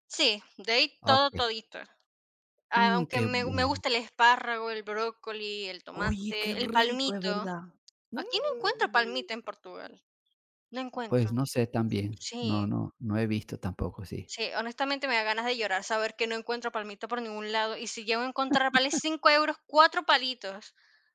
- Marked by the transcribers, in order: chuckle
- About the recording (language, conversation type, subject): Spanish, unstructured, ¿Cuál es tu comida favorita y por qué te gusta tanto?